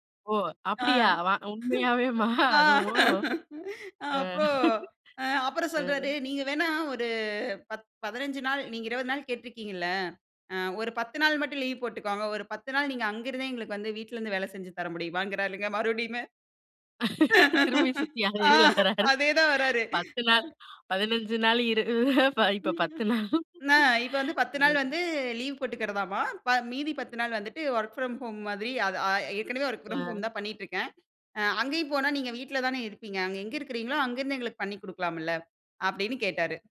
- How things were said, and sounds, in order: laugh; chuckle; laughing while speaking: "முடியுமாங்குறார்ங்க மறுபடியுமே. ஆ, அதே தான் வராரு. அ"; laughing while speaking: "திரும்பி சுத்தி அதே இதுல வராரு … பத்து நாள். ம்"; laugh; unintelligible speech; in English: "வொர்க் ஃப்ரம் ஹோம்"; in English: "வொர்க் ஃப்ரம் ஹோம்"; other noise
- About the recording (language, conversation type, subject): Tamil, podcast, பணிமேலாளர் கடுமையாக விமர்சித்தால் நீங்கள் எப்படி பதிலளிப்பீர்கள்?